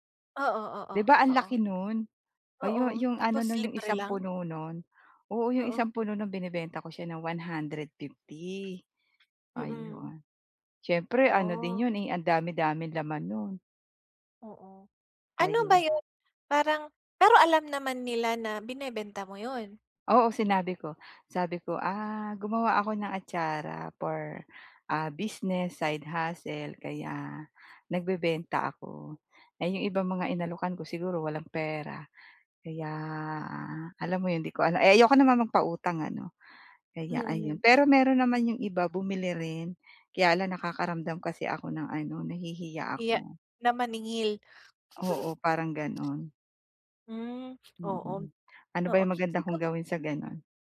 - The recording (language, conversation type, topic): Filipino, advice, Paano ko pamamahalaan at palalaguin ang pera ng aking negosyo?
- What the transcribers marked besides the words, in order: in English: "business, side hustle"; drawn out: "kaya"; snort; chuckle; sniff